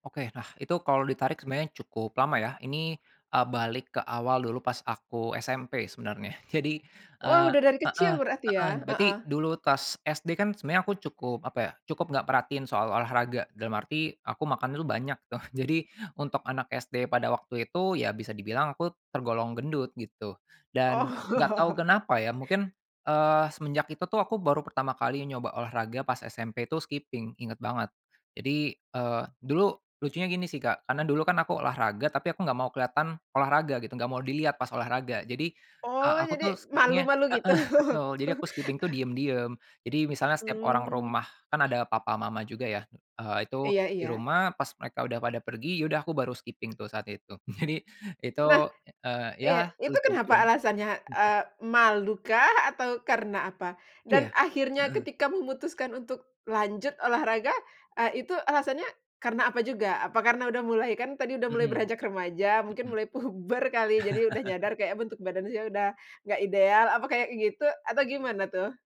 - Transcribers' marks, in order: laughing while speaking: "Oh"; chuckle; in English: "skipping"; in English: "skipping-nya"; laughing while speaking: "heeh"; laughing while speaking: "gitu?"; laugh; in English: "skipping"; in English: "skipping"; laughing while speaking: "Jadi"; chuckle; chuckle
- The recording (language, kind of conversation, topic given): Indonesian, podcast, Bagaimana pengalamanmu membentuk kebiasaan olahraga rutin?